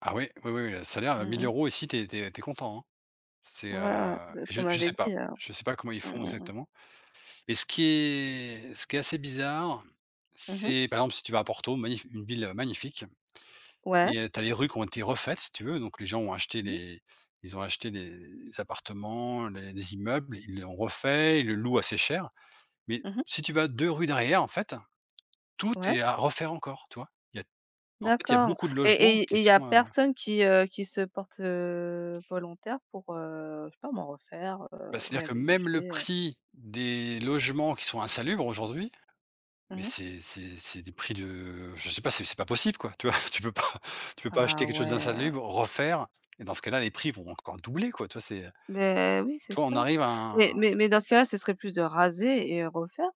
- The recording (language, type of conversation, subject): French, unstructured, Quelle activité te donne toujours un sentiment d’accomplissement ?
- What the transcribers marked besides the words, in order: "réhabiliter" said as "réhabiliser"; chuckle; laughing while speaking: "Tu peux pas"; chuckle